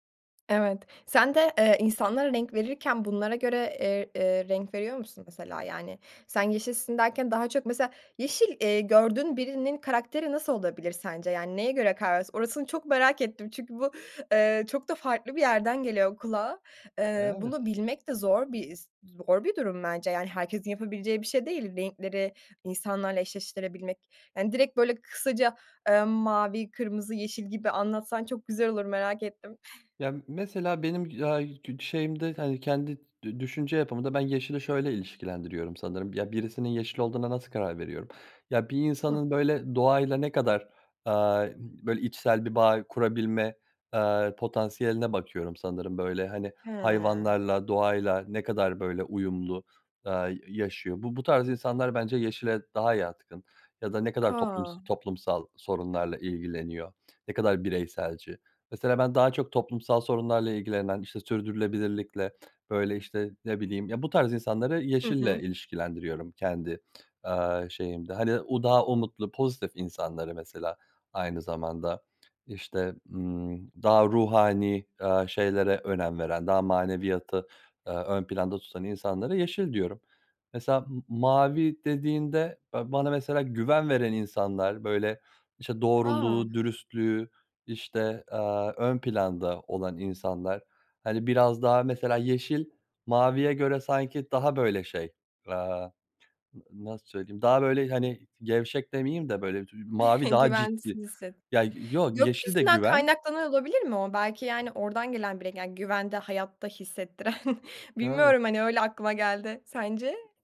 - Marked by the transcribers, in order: drawn out: "Ha"; other background noise; chuckle; unintelligible speech; chuckle
- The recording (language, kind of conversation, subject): Turkish, podcast, Hangi renkler sana enerji verir, hangileri sakinleştirir?